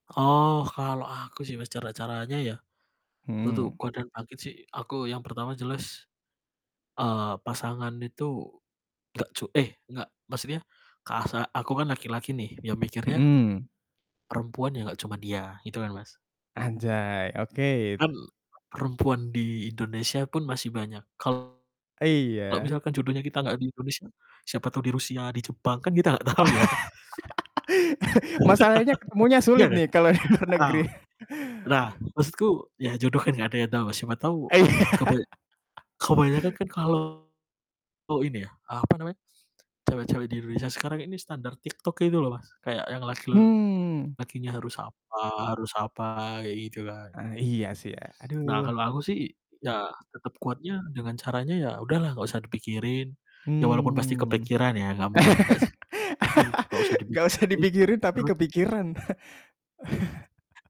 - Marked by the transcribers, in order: static; tapping; other background noise; distorted speech; laughing while speaking: "nggak tahu ya"; laugh; laughing while speaking: "kalau di luar negeri"; laughing while speaking: "Iya"; laugh; laugh; laughing while speaking: "Nggak usah"; chuckle
- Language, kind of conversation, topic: Indonesian, unstructured, Bagaimana kamu mengatasi sakit hati setelah mengetahui pasangan tidak setia?
- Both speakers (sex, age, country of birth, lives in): male, 20-24, Indonesia, Indonesia; male, 25-29, Indonesia, Indonesia